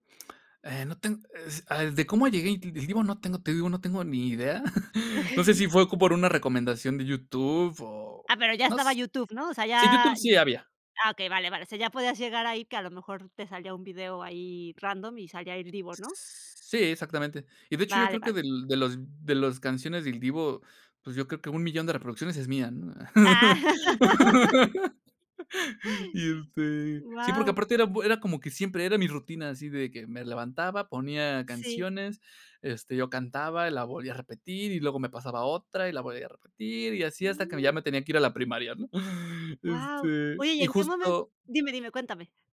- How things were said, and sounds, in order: chuckle; laugh
- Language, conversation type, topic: Spanish, podcast, ¿Cómo ha cambiado tu gusto musical con los años?